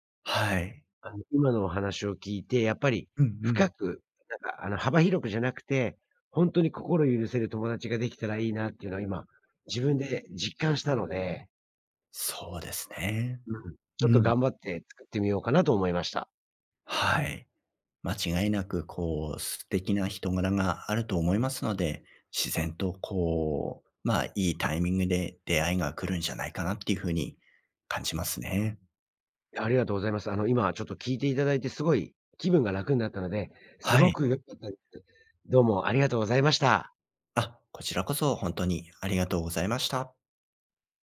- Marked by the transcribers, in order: none
- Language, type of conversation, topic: Japanese, advice, 引っ越してきた地域で友人がいないのですが、どうやって友達を作ればいいですか？